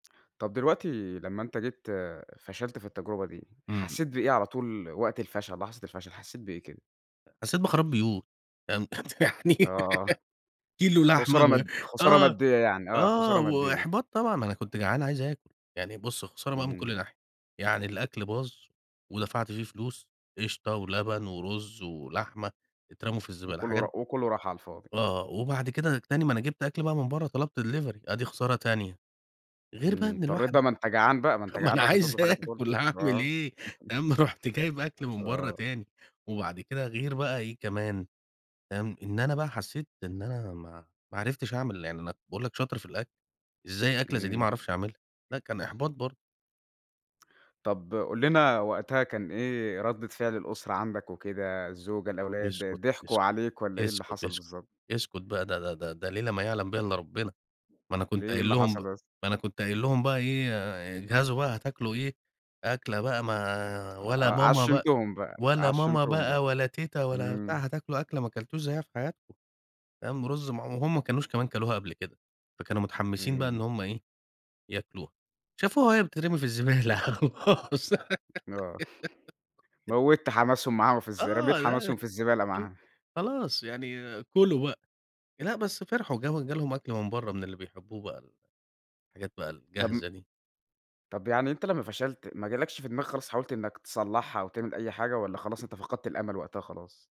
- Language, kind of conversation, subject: Arabic, podcast, احكيلي عن مرّة فشلتي في الطبخ واتعلّمتي منها إيه؟
- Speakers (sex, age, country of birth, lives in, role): male, 20-24, Egypt, Egypt, host; male, 35-39, Egypt, Egypt, guest
- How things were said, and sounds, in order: laugh; in English: "delivery"; laughing while speaking: "ما أنا عايز آكل هاعمل إيه"; laugh; tapping; laugh; laughing while speaking: "وخلاص"; laugh